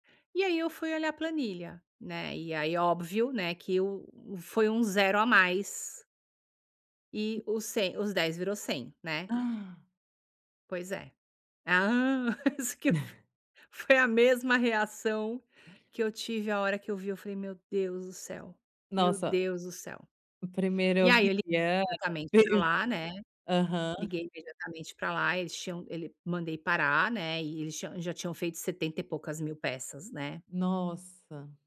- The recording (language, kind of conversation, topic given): Portuguese, advice, Como posso aprender com meus fracassos sem ficar paralisado?
- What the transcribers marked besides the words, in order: tapping; gasp; laughing while speaking: "isso que f"; chuckle; unintelligible speech; unintelligible speech